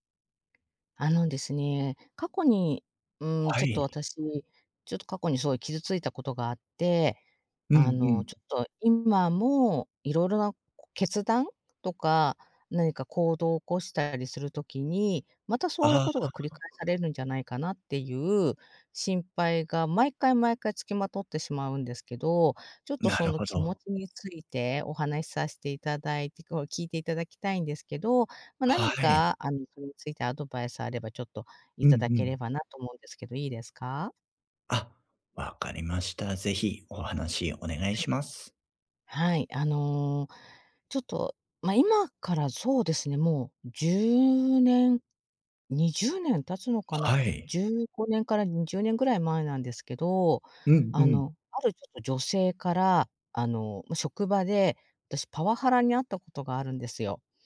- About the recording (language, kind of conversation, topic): Japanese, advice, 子どもの頃の出来事が今の行動に影響しているパターンを、どうすれば変えられますか？
- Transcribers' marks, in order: other background noise; other noise